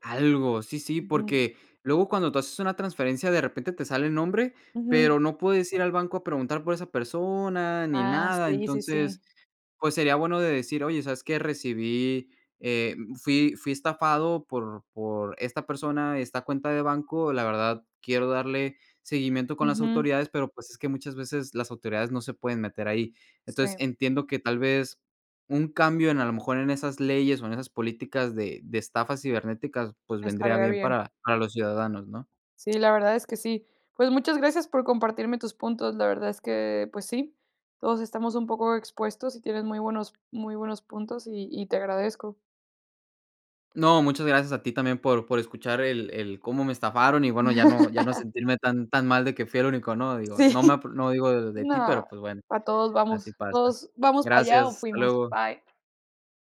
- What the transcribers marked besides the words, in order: laugh; laughing while speaking: "Sí"
- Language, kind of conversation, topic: Spanish, podcast, ¿Qué miedos o ilusiones tienes sobre la privacidad digital?